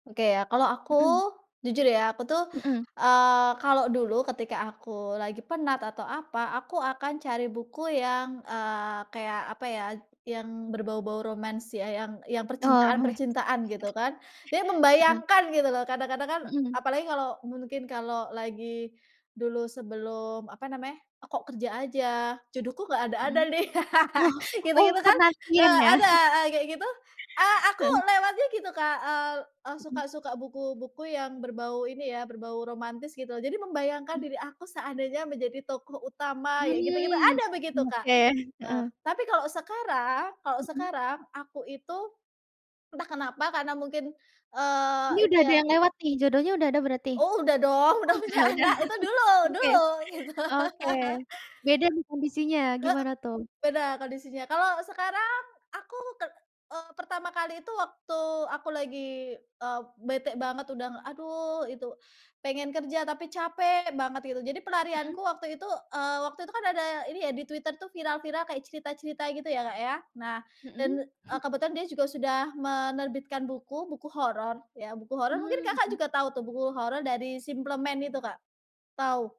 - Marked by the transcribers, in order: in English: "romance"; in English: "romance?"; laugh; laughing while speaking: "gitu-gitu kan"; chuckle; laughing while speaking: "anak"; laughing while speaking: "udah. Oke"; laughing while speaking: "gitu"; laugh; chuckle; other background noise
- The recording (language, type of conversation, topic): Indonesian, podcast, Apa perbedaan antara pelarian lewat buku dan lewat film menurutmu?